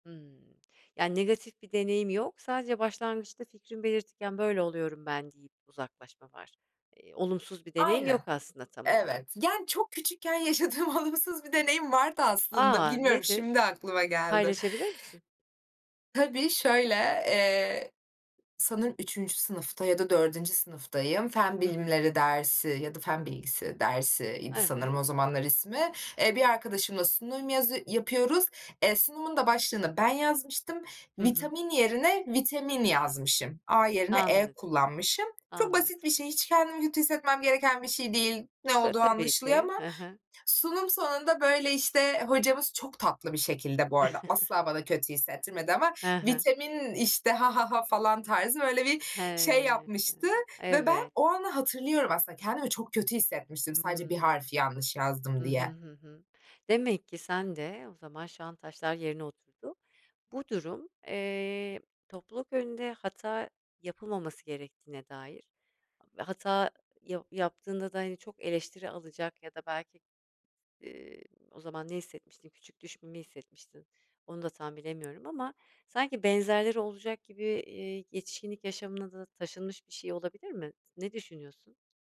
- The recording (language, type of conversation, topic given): Turkish, advice, Topluluk önünde konuşma korkunuzu nasıl tarif edersiniz?
- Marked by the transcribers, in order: laughing while speaking: "olumsuz"; other background noise; chuckle; put-on voice: "Ha ha ha!"; drawn out: "He"